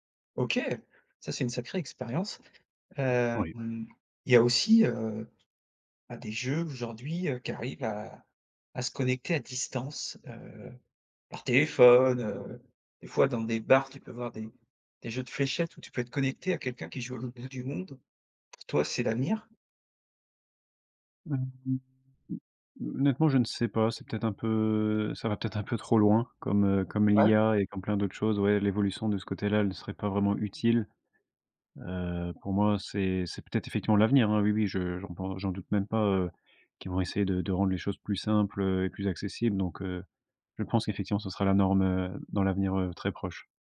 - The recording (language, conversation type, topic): French, podcast, Quelle expérience de jeu vidéo de ton enfance te rend le plus nostalgique ?
- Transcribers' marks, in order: drawn out: "Hem"; other background noise; unintelligible speech; drawn out: "peu"